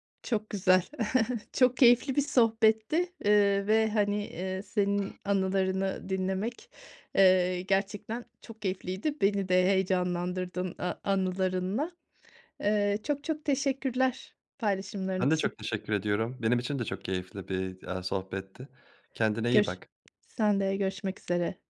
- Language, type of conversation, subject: Turkish, podcast, Yemek hazırlarken ailenizde hangi ritüeller vardı, anlatır mısın?
- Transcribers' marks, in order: chuckle; other background noise; tapping